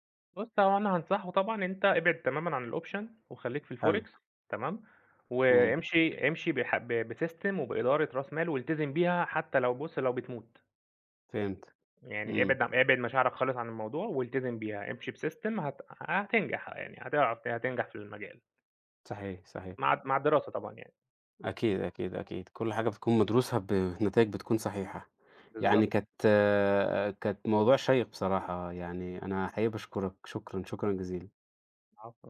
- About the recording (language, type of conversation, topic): Arabic, podcast, إزاي بتتعامل مع الفشل لما بيحصل؟
- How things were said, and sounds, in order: in English: "الoption"; in English: "بsystem"; in English: "بsystem"